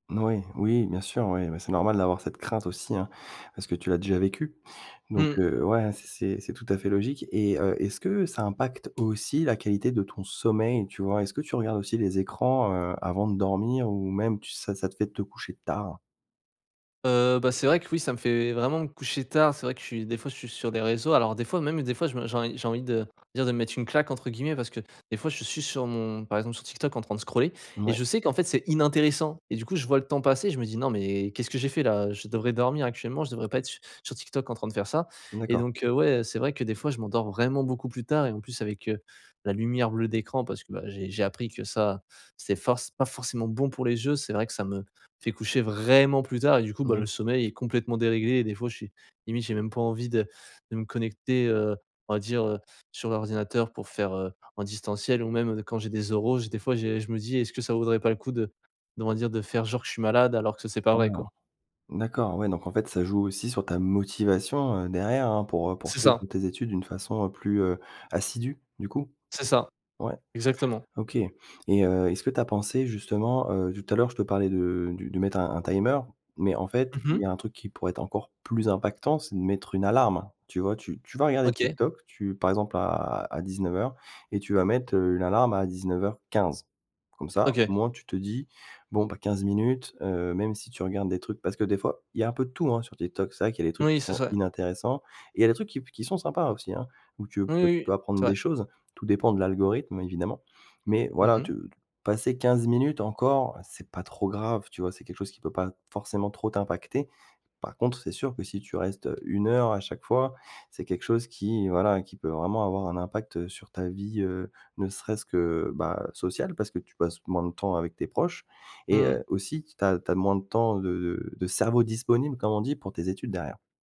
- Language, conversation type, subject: French, advice, Comment les distractions constantes de votre téléphone vous empêchent-elles de vous concentrer ?
- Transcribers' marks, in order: other background noise; stressed: "inintéressant"; tapping; stressed: "vraiment"; drawn out: "vraiment"; stressed: "motivation"